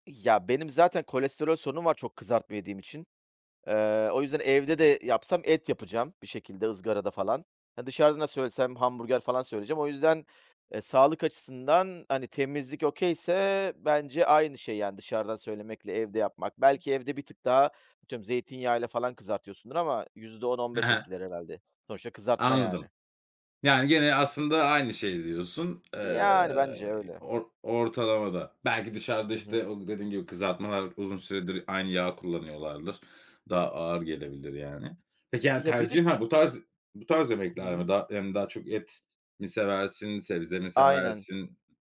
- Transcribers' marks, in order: tapping; in English: "okay'se"; other noise
- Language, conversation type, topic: Turkish, podcast, Sokak yemeklerinin çekiciliği sence nereden geliyor?